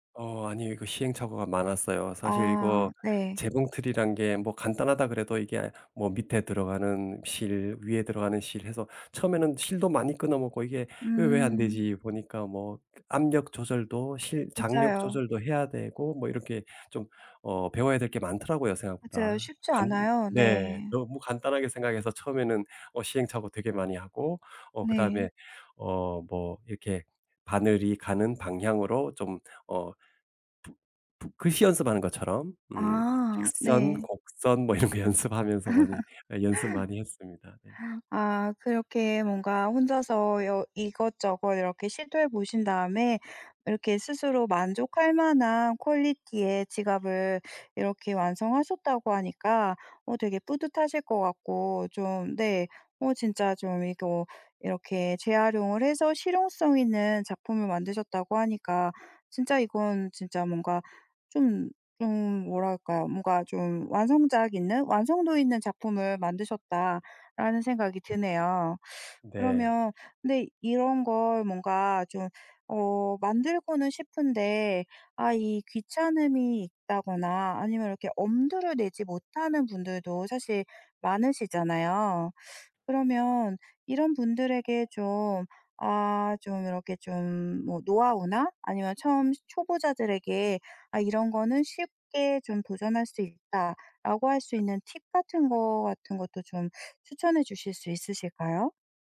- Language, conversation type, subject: Korean, podcast, 플라스틱 쓰레기를 줄이기 위해 일상에서 실천할 수 있는 현실적인 팁을 알려주실 수 있나요?
- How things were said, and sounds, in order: laughing while speaking: "뭐 이런 거"; laugh; in English: "퀄리티의"